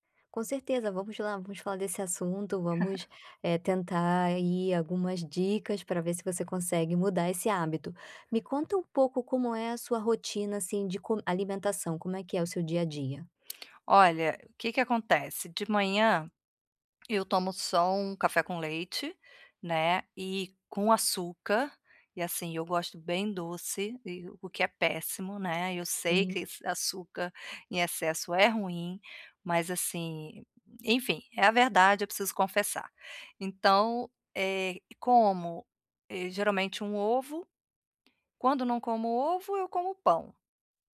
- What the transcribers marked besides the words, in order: tapping; chuckle
- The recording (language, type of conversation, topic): Portuguese, advice, Como posso equilibrar praticidade e saúde ao escolher alimentos?